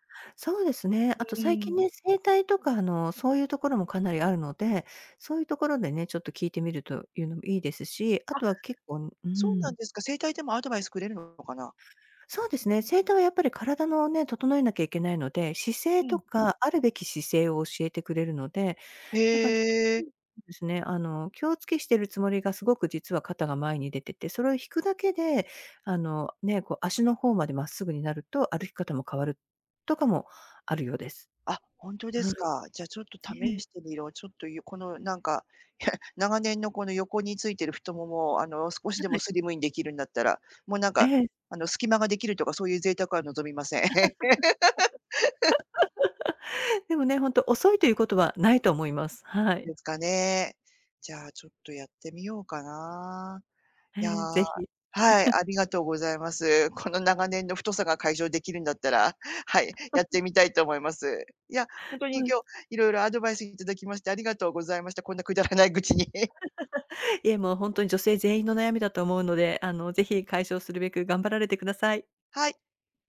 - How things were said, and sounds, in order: other background noise; unintelligible speech; chuckle; laugh; chuckle; chuckle; laughing while speaking: "くだらない愚痴に"; laugh
- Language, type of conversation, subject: Japanese, advice, 運動しているのに体重や見た目に変化が出ないのはなぜですか？